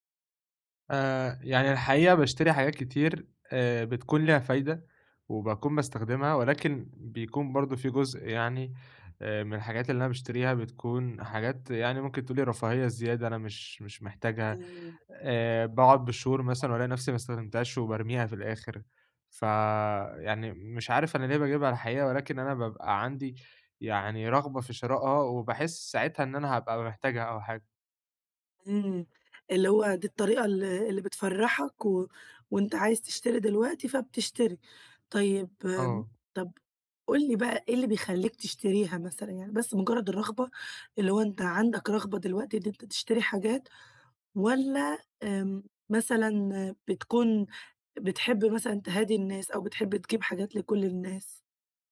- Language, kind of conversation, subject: Arabic, advice, إزاي أقلّل من شراء حاجات مش محتاجها؟
- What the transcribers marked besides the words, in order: unintelligible speech; other background noise